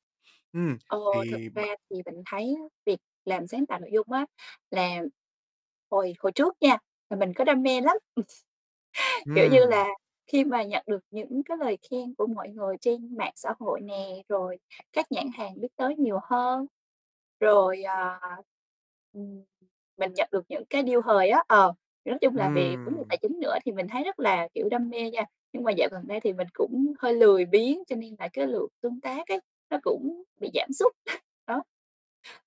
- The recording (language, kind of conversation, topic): Vietnamese, advice, Tôi không chắc nên phát triển nghề nghiệp theo hướng nào, bạn có thể giúp tôi không?
- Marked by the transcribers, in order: tapping; static; other background noise; chuckle; distorted speech; in English: "deal"; chuckle